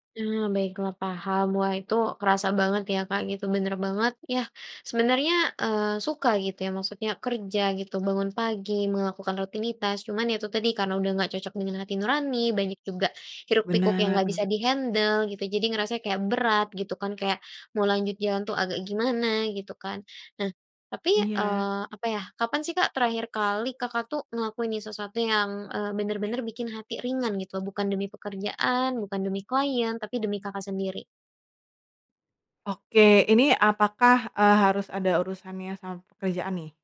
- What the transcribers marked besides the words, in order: none
- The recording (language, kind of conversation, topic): Indonesian, advice, Mengapa Anda mempertimbangkan beralih karier di usia dewasa?